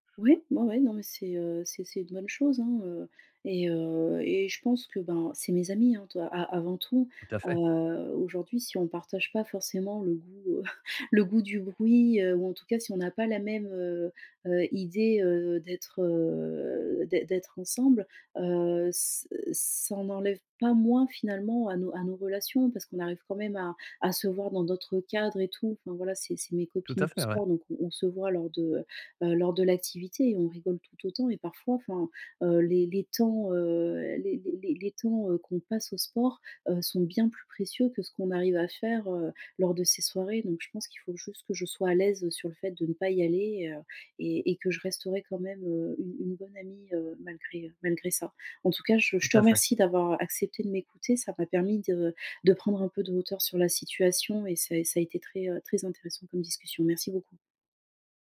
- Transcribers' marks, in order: tapping; chuckle; drawn out: "heu"; other background noise
- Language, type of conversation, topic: French, advice, Pourquoi est-ce que je n’ai plus envie d’aller en soirée ces derniers temps ?